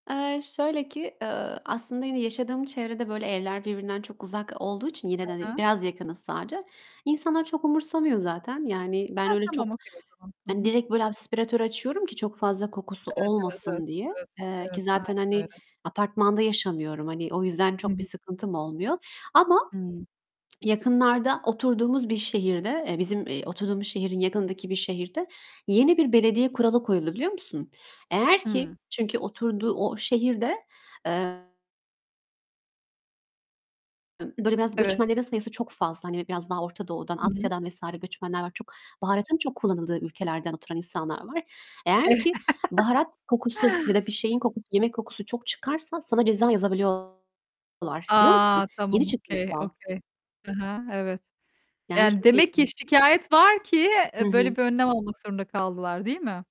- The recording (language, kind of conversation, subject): Turkish, unstructured, Kokusu seni en çok rahatsız eden yemek hangisi?
- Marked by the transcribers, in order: distorted speech; in English: "okay"; other background noise; laughing while speaking: "Evet"; laugh; in English: "okay, okay"; static